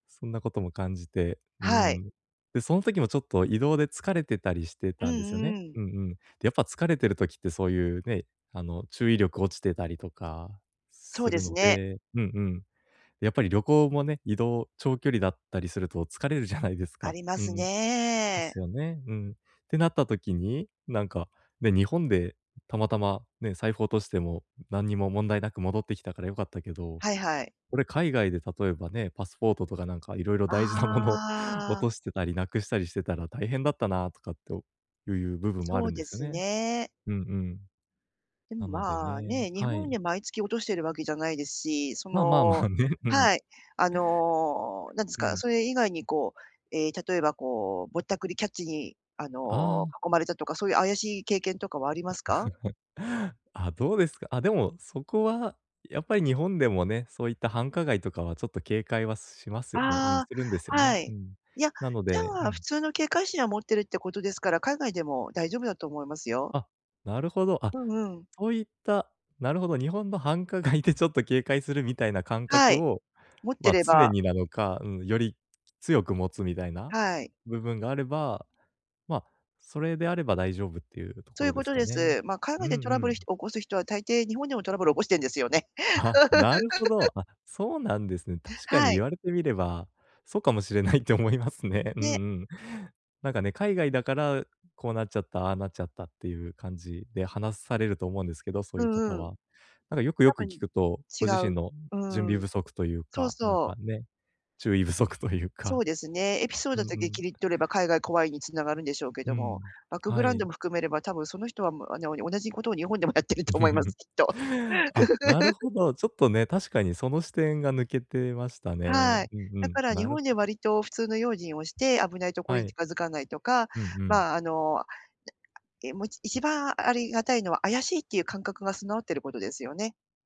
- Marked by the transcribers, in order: laughing while speaking: "じゃないですか"; laughing while speaking: "大事なもの"; laugh; laughing while speaking: "繁華街で"; other noise; laugh; laughing while speaking: "そうかもしれないって思いますね"; other background noise; laughing while speaking: "日本でもやってると思います、きっと"; laugh; laugh
- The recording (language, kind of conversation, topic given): Japanese, advice, 安全に移動するにはどんなことに気をつければいいですか？